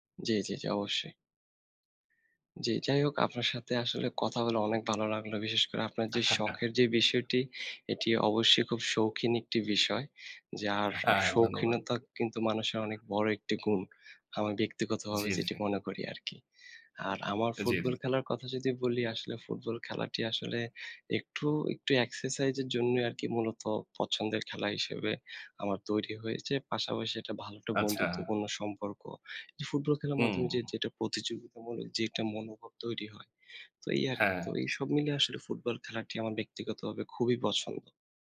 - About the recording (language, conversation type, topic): Bengali, unstructured, আপনার সবচেয়ে প্রিয় শখ কী, এবং কেন সেটি আপনার কাছে গুরুত্বপূর্ণ?
- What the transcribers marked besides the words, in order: other background noise; chuckle; laughing while speaking: "হ্যাঁ, ধন্যবাদ"